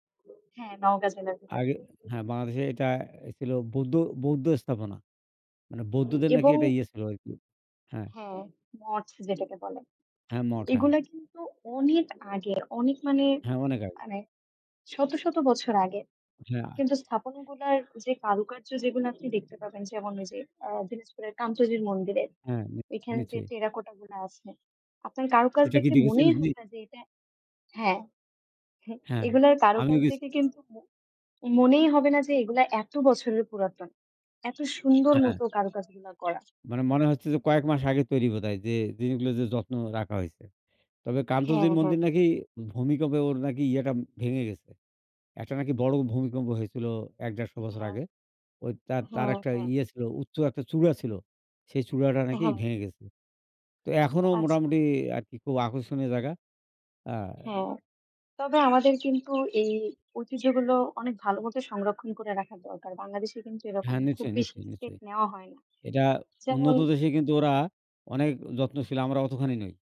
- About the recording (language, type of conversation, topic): Bengali, unstructured, বিশ্বের কোন ঐতিহাসিক স্থলটি আপনার কাছে সবচেয়ে আকর্ষণীয়?
- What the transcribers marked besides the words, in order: other background noise